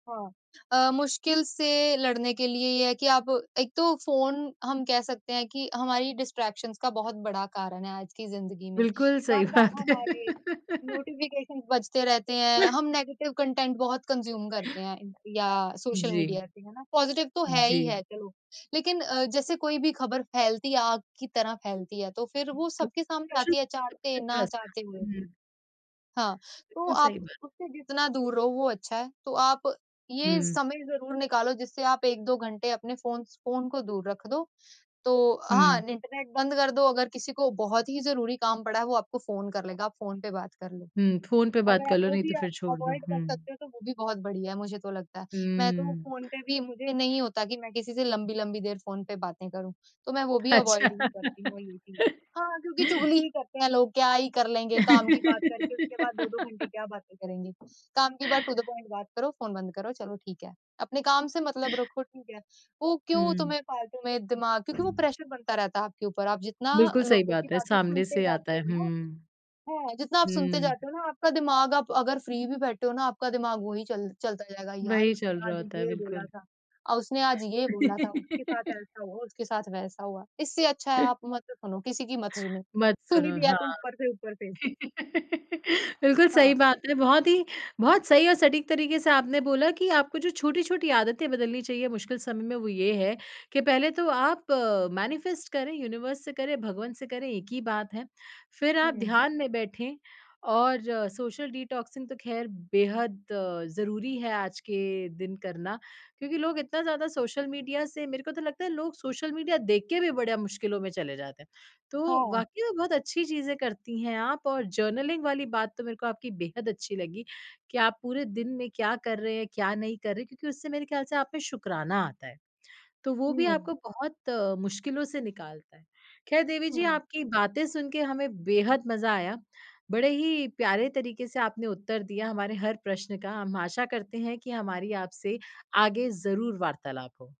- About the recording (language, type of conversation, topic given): Hindi, podcast, किसी मुश्किल समय ने आपको क्या सिखाया?
- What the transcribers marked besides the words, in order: in English: "डिस्ट्रैक्शंस"; in English: "नोटिफ़िकेशंस"; laughing while speaking: "सही बात है"; other background noise; laugh; in English: "नेगेटिव कंटेंट"; other noise; in English: "कंज्यूम"; in English: "सोशल मीडिया"; in English: "पॉज़िटिव"; unintelligible speech; in English: "अवॉइड"; in English: "अवॉइड"; laughing while speaking: "अच्छा"; laugh; laugh; tapping; in English: "टू द पॉइंट"; in English: "प्रेशर"; in English: "फ्री"; laugh; laugh; laughing while speaking: "ऊपर से ऊपर से"; in English: "मैनिफ़ेस्ट"; in English: "यूनिवर्स"; in English: "सोशल डिटॉक्सिंग"; in English: "सोशल मीडिया"; in English: "सोशल मीडिया"; in English: "जर्नलिंग"